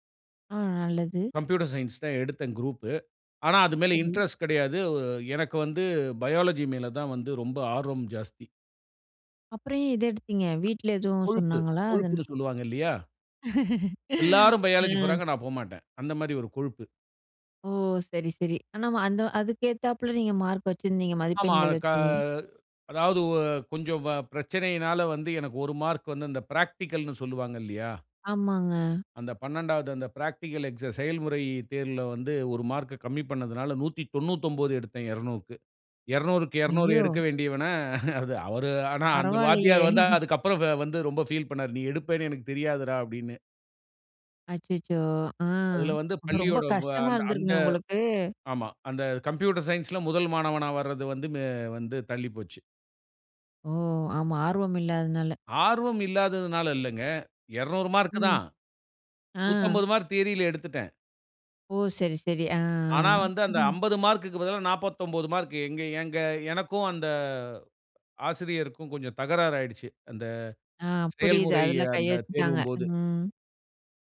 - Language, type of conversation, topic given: Tamil, podcast, உங்களுக்குப் பிடித்த ஆர்வப்பணி எது, அதைப் பற்றி சொல்லுவீர்களா?
- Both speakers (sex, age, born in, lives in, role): female, 25-29, India, India, host; male, 45-49, India, India, guest
- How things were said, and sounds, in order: in English: "கம்ப்யூட்டர் சயன்ஸ்"; in English: "பயோலஜி"; laugh; in English: "பயோலஜி"; drawn out: "க"; in English: "பிராக்டிகல்ன்னு"; in English: "பிராக்டிகல் எக்ஸா"; laughing while speaking: "பரவால்லையே"; chuckle; anticipating: "ரொம்ப கஷ்டமா இருந்துருக்குமே உங்களுக்கு?"; in English: "கம்ப்யூட்டர் சயன்ஸ்"; drawn out: "ஆ"; chuckle